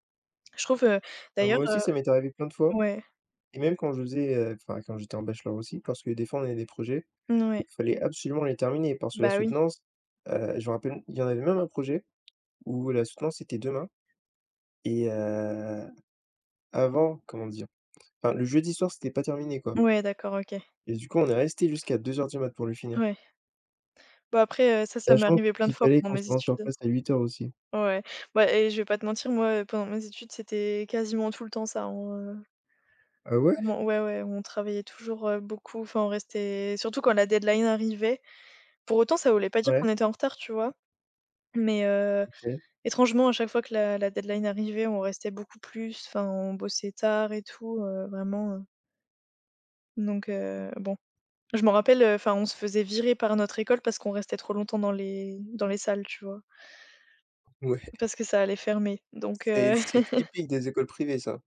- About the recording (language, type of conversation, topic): French, unstructured, Comment trouves-tu l’équilibre entre travail et vie personnelle ?
- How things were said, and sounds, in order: other background noise; tapping; drawn out: "heu"; in English: "deadline"; in English: "deadline"; chuckle